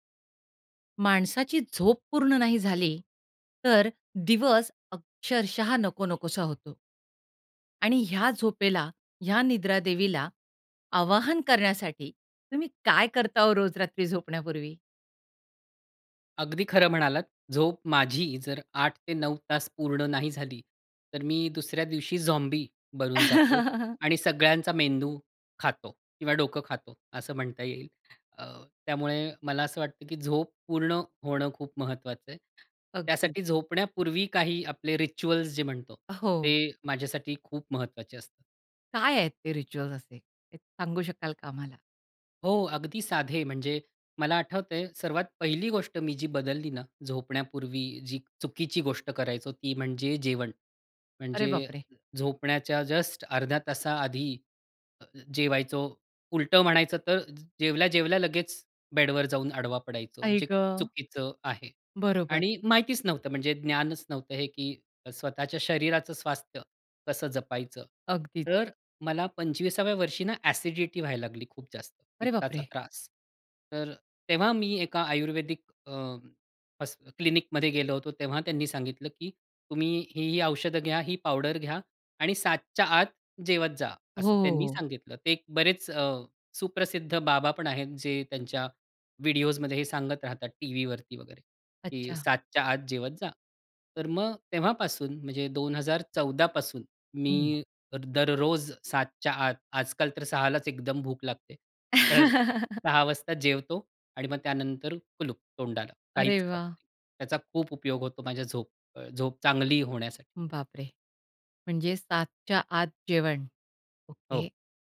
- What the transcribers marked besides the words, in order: bird; chuckle; in English: "रिच्युअल्स"; in English: "रिच्युअल्स"; tapping; surprised: "अरे बापरे!"; laughing while speaking: "तर"; chuckle
- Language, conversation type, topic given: Marathi, podcast, रात्री झोपायला जाण्यापूर्वी तुम्ही काय करता?